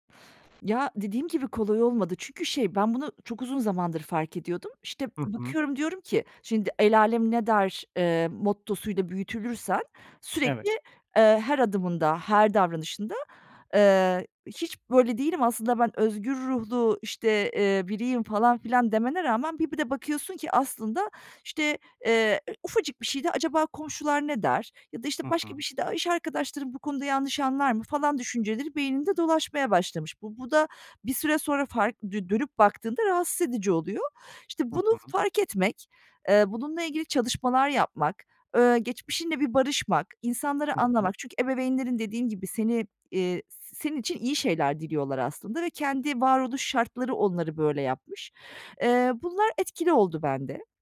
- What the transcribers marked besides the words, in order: "Şimdi" said as "şindi"
- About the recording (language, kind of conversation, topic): Turkish, podcast, Ailenizin beklentileri seçimlerinizi nasıl etkiledi?